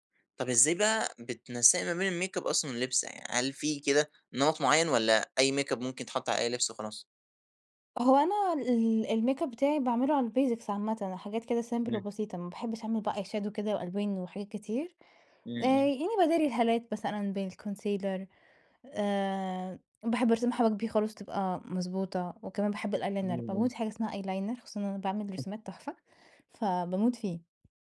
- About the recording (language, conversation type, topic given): Arabic, podcast, إزاي بتختار لبسك كل يوم؟
- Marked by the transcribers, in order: in English: "الميك أب"; in English: "ميك أب"; in English: "الميك أب"; in English: "الBasics"; in English: "سيمبل"; in English: "Eyeshadow"; in English: "بالكونسيلر"; in English: "الأيلاينر"; unintelligible speech; in English: "أيلاينر!"; unintelligible speech; tapping